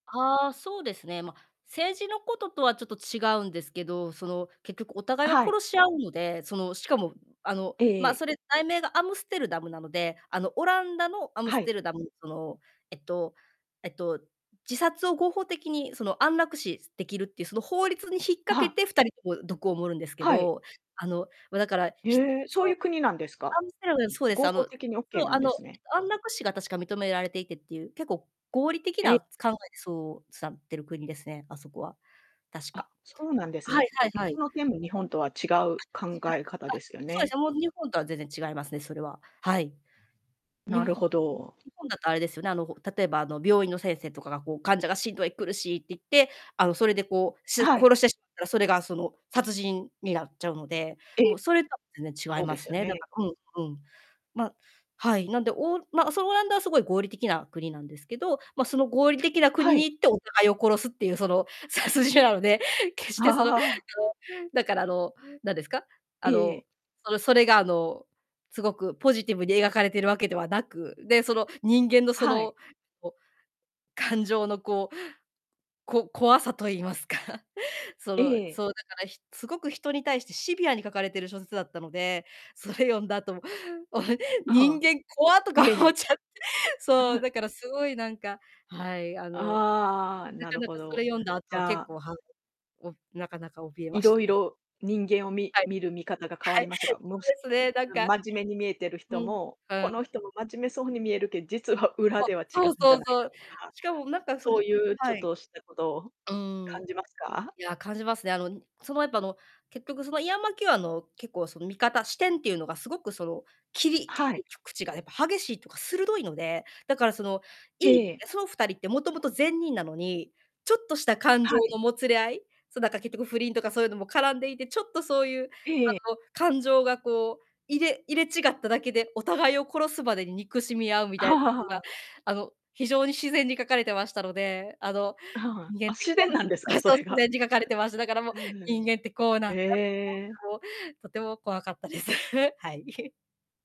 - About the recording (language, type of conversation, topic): Japanese, podcast, フィクションをきっかけに、現実の見方を考え直したことはありますか？
- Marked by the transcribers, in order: distorted speech; other background noise; chuckle; laughing while speaking: "殺人なので"; laughing while speaking: "人間怖っとか思っちゃっ"; laughing while speaking: "怖かったです"; chuckle